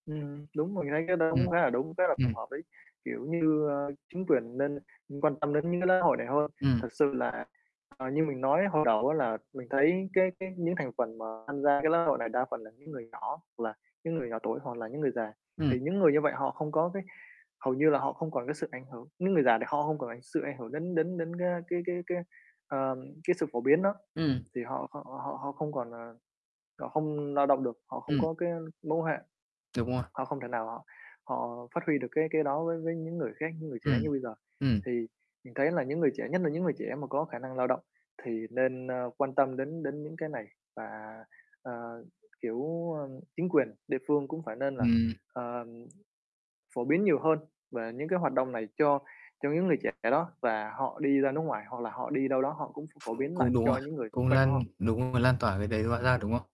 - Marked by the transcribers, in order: distorted speech; other background noise; tapping; unintelligible speech
- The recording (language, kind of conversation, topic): Vietnamese, unstructured, Bạn nghĩ gì về vai trò của lễ hội trong xã hội hiện nay?